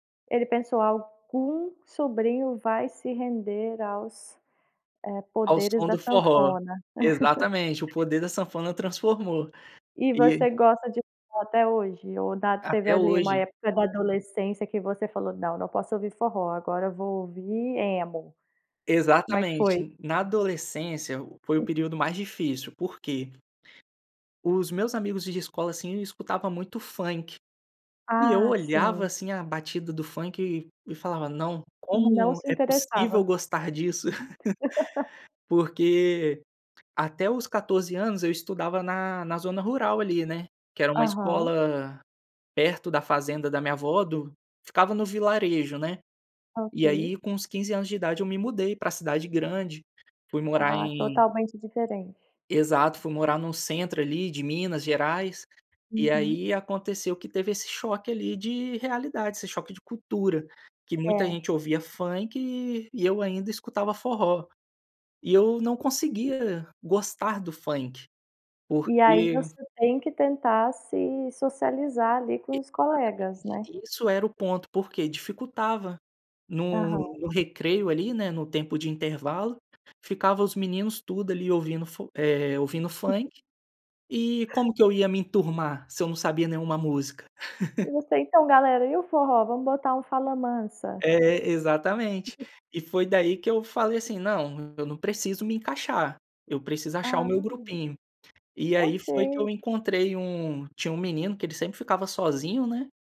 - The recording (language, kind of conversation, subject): Portuguese, podcast, Como sua família influenciou seu gosto musical?
- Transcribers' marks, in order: laugh; tapping; laugh; chuckle; other background noise; chuckle